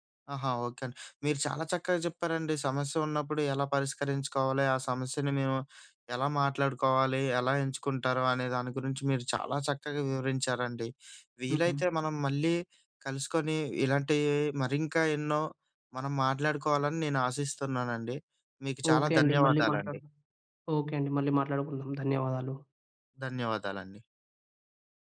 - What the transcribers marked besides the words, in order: other background noise
- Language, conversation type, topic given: Telugu, podcast, సమస్యపై మాట్లాడడానికి సరైన సమయాన్ని మీరు ఎలా ఎంచుకుంటారు?